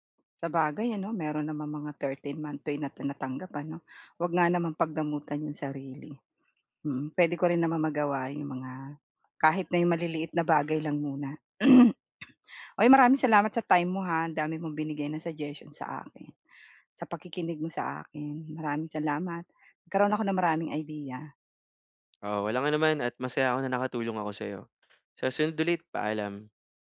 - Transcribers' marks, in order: throat clearing
- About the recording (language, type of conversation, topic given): Filipino, advice, Paano ako pipili ng gantimpalang tunay na makabuluhan?